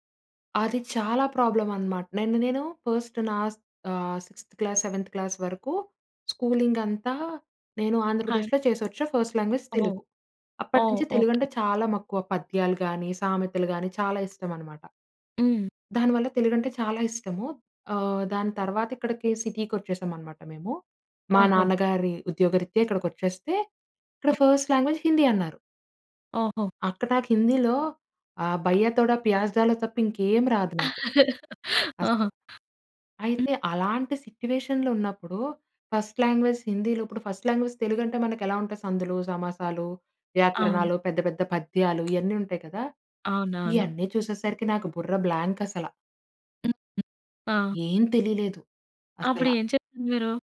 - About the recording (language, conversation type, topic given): Telugu, podcast, మీ భాష మీ గుర్తింపుపై ఎంత ప్రభావం చూపుతోంది?
- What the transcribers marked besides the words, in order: in English: "ప్రాబ్లమ్"; in English: "ఫర్స్ట్"; in English: "సిక్స్‌థ క్లాస్ సెవెంత్ క్లాస్"; in English: "స్కూలింగ్"; tapping; in English: "ఫర్స్ట్ లాంగ్వేజ్"; in English: "ఫర్స్ట్ లాంగ్వేజ్"; other noise; in Hindi: "భయ్యా తోడ ప్యాజ్ దాలొ"; laugh; other background noise; in English: "సిట్యుయేషన్‌లొ"; in English: "ఫస్ట్ లాంగ్వేజ్"; in English: "ఫర్స్ట్ లాంగ్వేజ్"; in English: "బ్లాంక్"